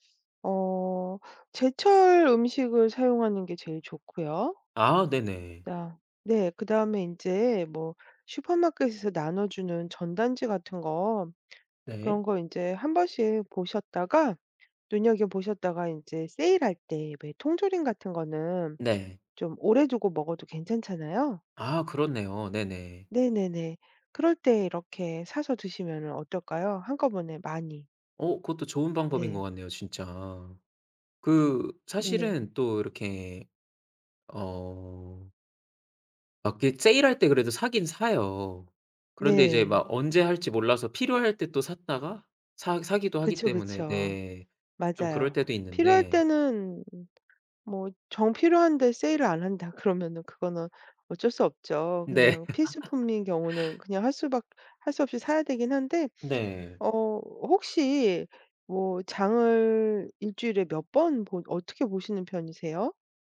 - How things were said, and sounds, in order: tapping; laughing while speaking: "그러면은"; laugh
- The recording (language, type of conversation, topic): Korean, advice, 예산이 부족해서 건강한 음식을 사기가 부담스러운 경우, 어떻게 하면 좋을까요?